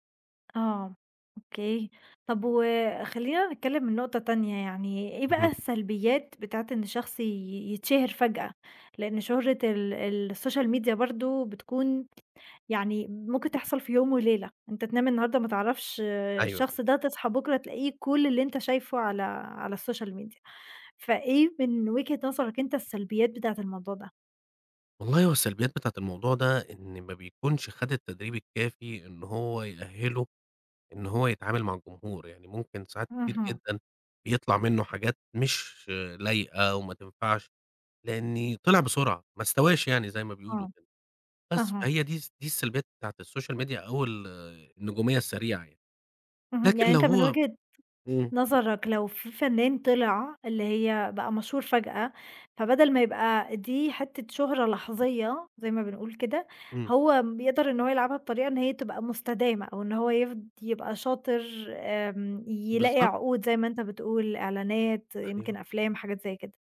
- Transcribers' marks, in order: other background noise; in English: "الSocial media"; in English: "الSocial media"; in English: "الsocial media"
- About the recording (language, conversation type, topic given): Arabic, podcast, إيه دور السوشال ميديا في شهرة الفنانين من وجهة نظرك؟